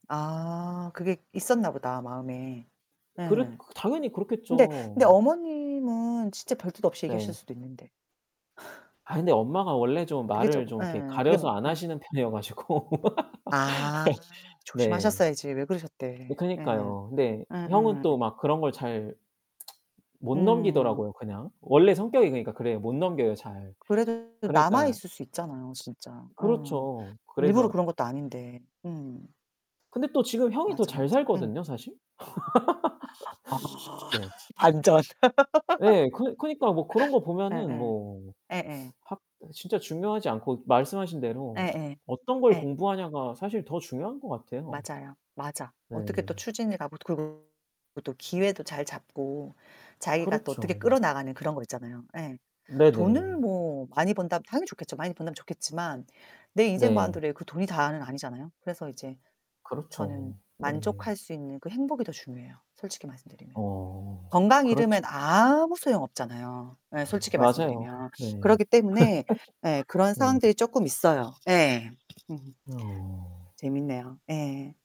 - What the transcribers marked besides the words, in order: other background noise; laugh; laughing while speaking: "편이어 가지고"; distorted speech; laugh; tapping; static; gasp; laughing while speaking: "아 반전"; laugh; teeth sucking; laugh; background speech
- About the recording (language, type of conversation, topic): Korean, unstructured, 좋은 대학에 가지 못하면 인생이 망할까요?